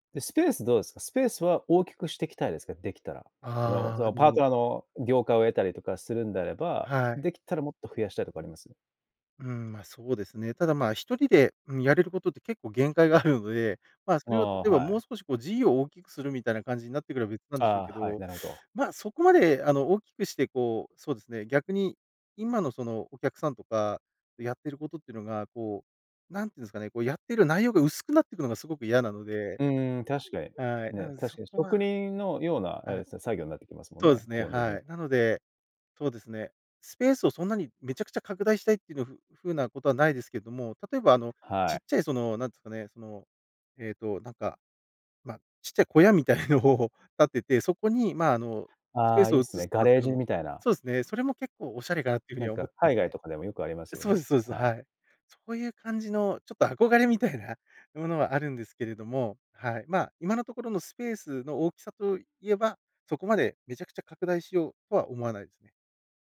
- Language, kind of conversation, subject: Japanese, podcast, 作業スペースはどのように整えていますか？
- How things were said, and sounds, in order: laughing while speaking: "小屋みたいのを"